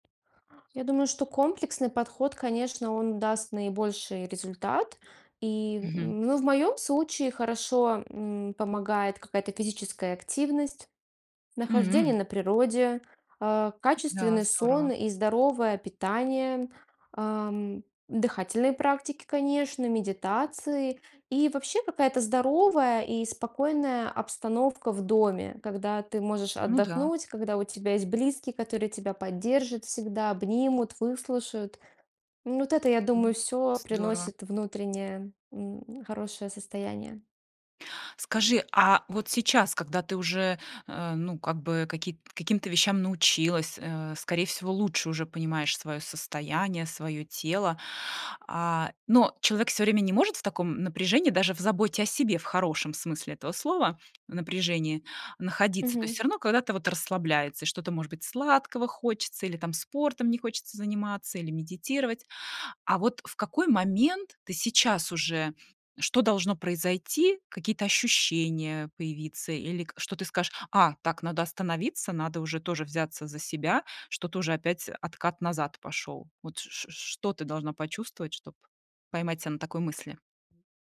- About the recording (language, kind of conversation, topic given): Russian, podcast, Какие простые вещи помогают лучше слышать своё тело?
- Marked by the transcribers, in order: tapping; other background noise